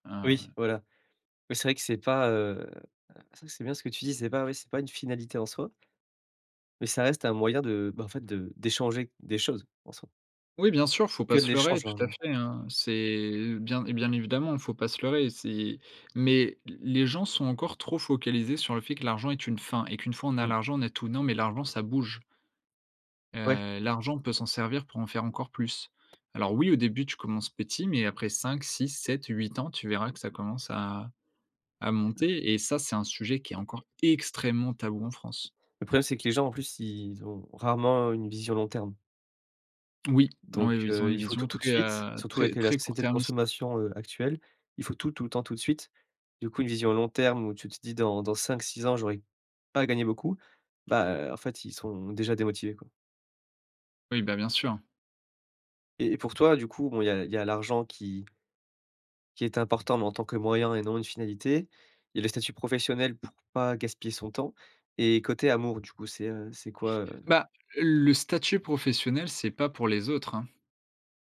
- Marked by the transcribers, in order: tapping
- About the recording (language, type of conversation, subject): French, podcast, C’est quoi, pour toi, une vie réussie ?